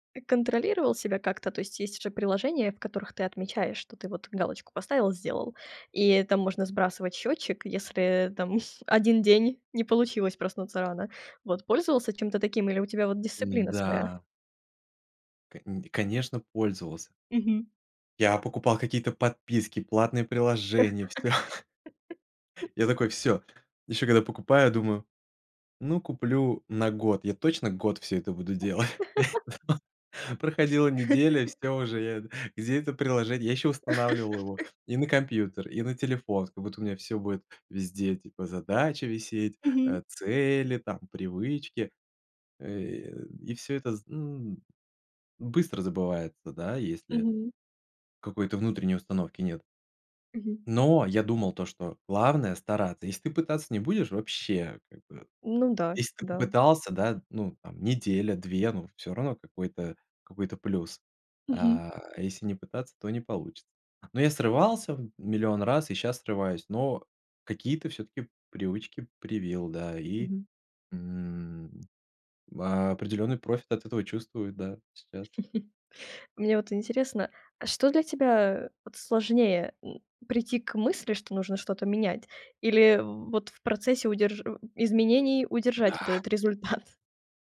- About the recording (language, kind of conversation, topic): Russian, podcast, Как ты начинаешь менять свои привычки?
- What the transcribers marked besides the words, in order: chuckle; laugh; laughing while speaking: "всё"; laugh; laughing while speaking: "делать"; other background noise; laugh; laugh; chuckle